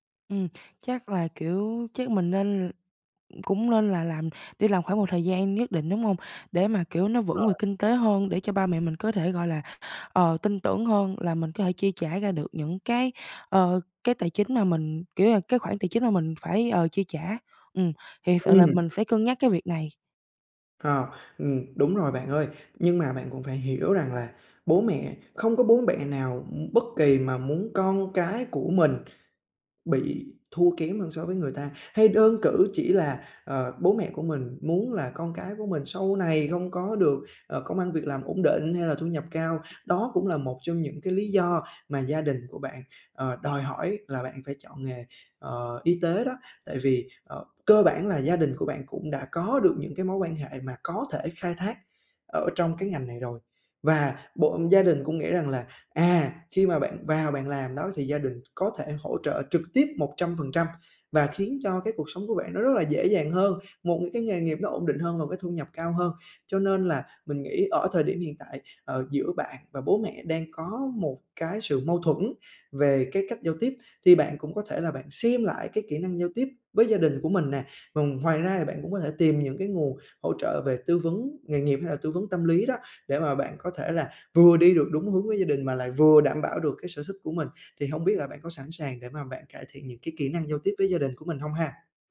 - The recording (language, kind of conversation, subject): Vietnamese, advice, Làm sao để đối mặt với áp lực từ gia đình khi họ muốn tôi chọn nghề ổn định và thu nhập cao?
- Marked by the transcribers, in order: tapping